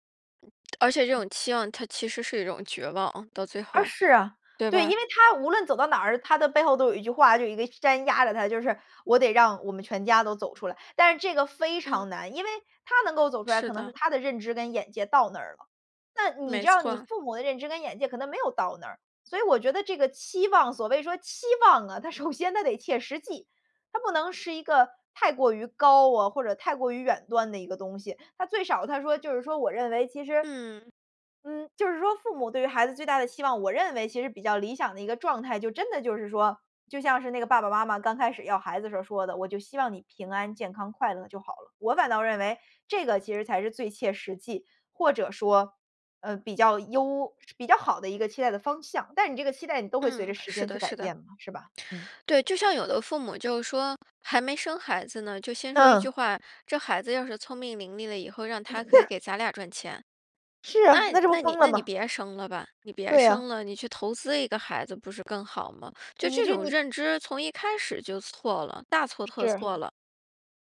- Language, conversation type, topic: Chinese, podcast, 爸妈对你最大的期望是什么?
- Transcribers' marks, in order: other background noise; lip smack; laughing while speaking: "首先"; inhale; laugh